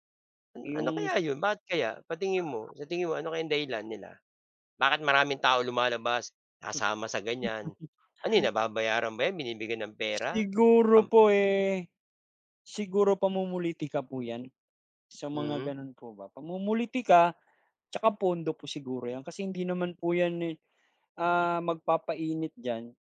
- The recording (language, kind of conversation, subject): Filipino, unstructured, Ano ang palagay mo tungkol sa mga protestang nagaganap ngayon?
- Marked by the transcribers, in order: chuckle